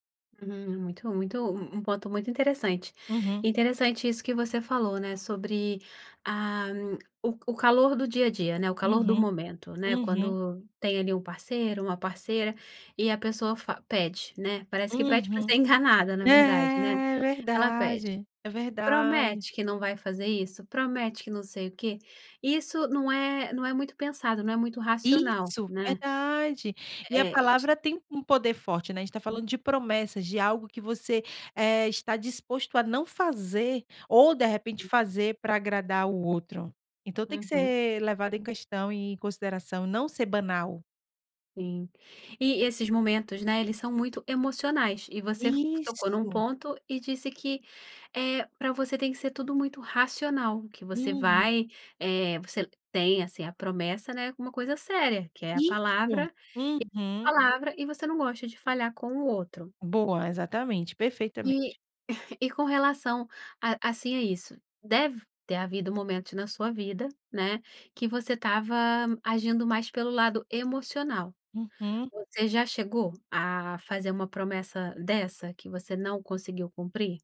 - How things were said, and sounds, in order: other noise; unintelligible speech; unintelligible speech; chuckle
- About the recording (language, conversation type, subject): Portuguese, podcast, Como posso cumprir as promessas que faço ao falar com alguém?